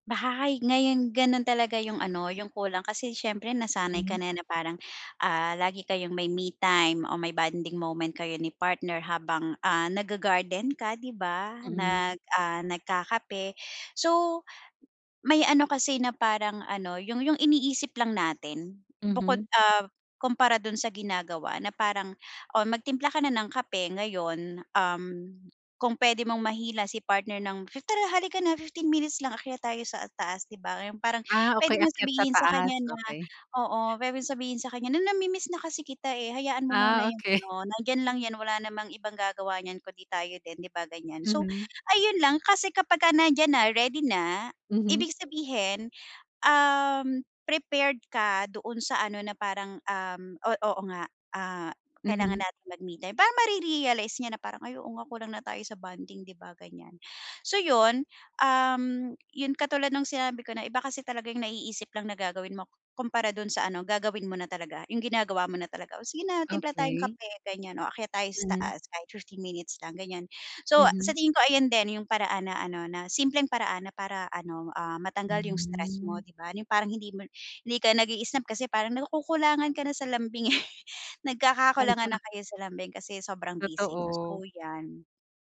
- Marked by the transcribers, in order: tapping; other background noise
- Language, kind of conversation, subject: Filipino, advice, Paano makakatulong ang tamang paghinga para mabawasan ang stress?